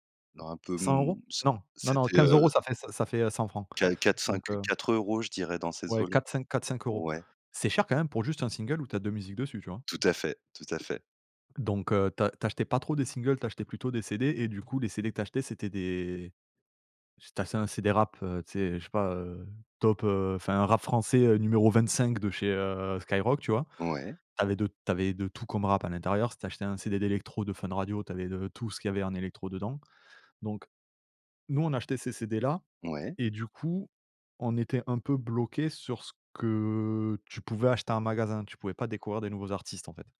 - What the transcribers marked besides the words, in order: other background noise; tapping; drawn out: "que"
- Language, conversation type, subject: French, podcast, Comment tes goûts musicaux ont-ils évolué avec le temps ?